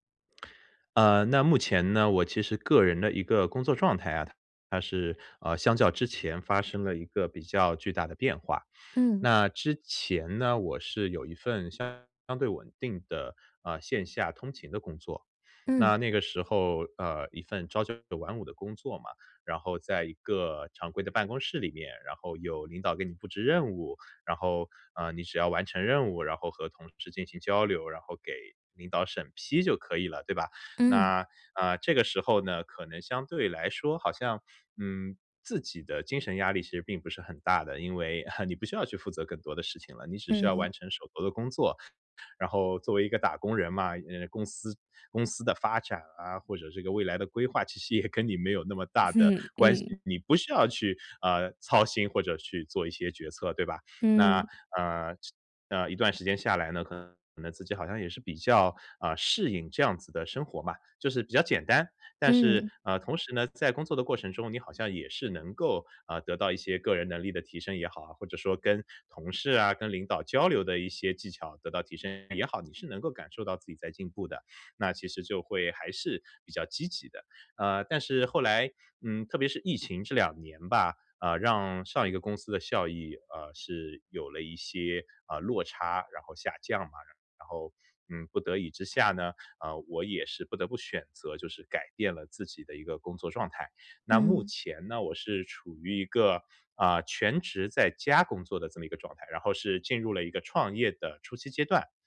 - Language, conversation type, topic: Chinese, advice, 在遇到挫折时，我怎样才能保持动力？
- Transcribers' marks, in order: other background noise; chuckle; laughing while speaking: "嗯 嗯"